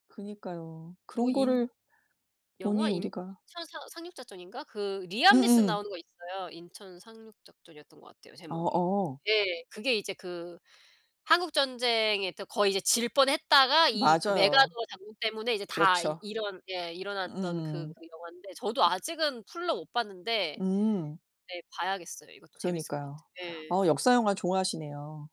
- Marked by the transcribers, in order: other background noise; tapping
- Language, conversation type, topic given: Korean, unstructured, 역사 영화나 드라마 중에서 가장 인상 깊었던 작품은 무엇인가요?